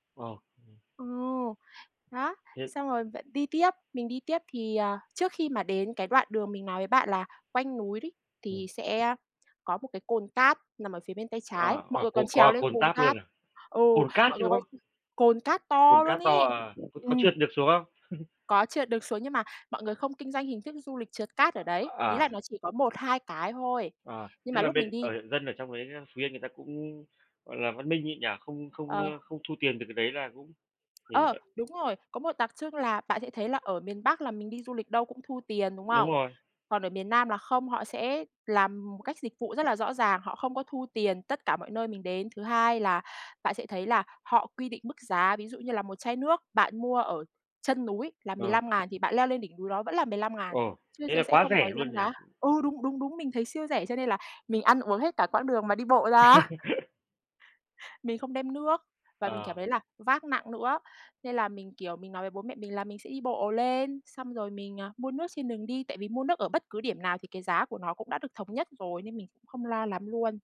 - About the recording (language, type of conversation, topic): Vietnamese, podcast, Bạn đã từng có trải nghiệm nào đáng nhớ với thiên nhiên không?
- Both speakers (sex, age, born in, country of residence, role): female, 25-29, Vietnam, Vietnam, guest; male, 35-39, Vietnam, Vietnam, host
- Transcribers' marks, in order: tapping; unintelligible speech; other background noise; chuckle; other noise; unintelligible speech; laugh